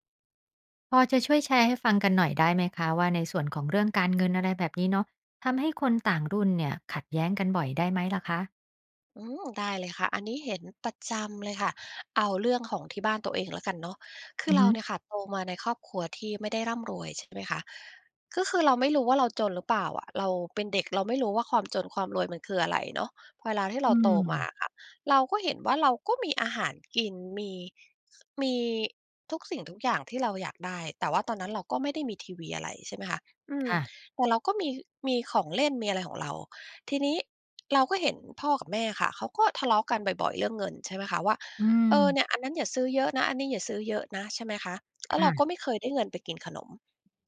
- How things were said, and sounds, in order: none
- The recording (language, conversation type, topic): Thai, podcast, เรื่องเงินทำให้คนต่างรุ่นขัดแย้งกันบ่อยไหม?